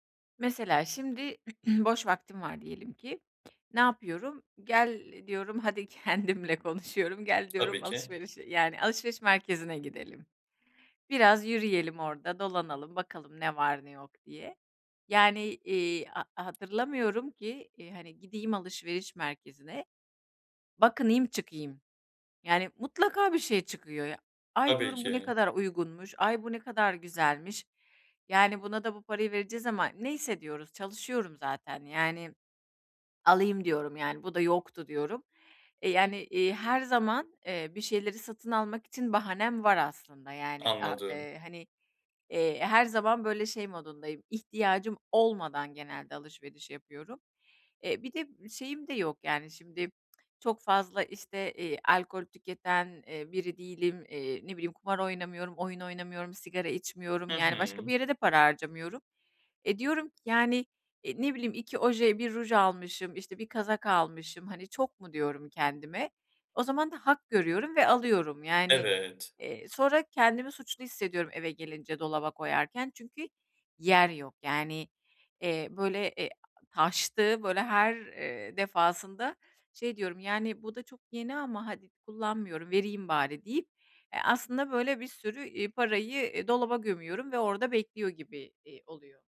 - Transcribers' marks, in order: throat clearing; other background noise; laughing while speaking: "kendimle konuşuyorum, Gel diyorum alışverişe"; tapping; swallow
- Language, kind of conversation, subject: Turkish, advice, Kısa vadeli zevklerle uzun vadeli güvenliği nasıl dengelerim?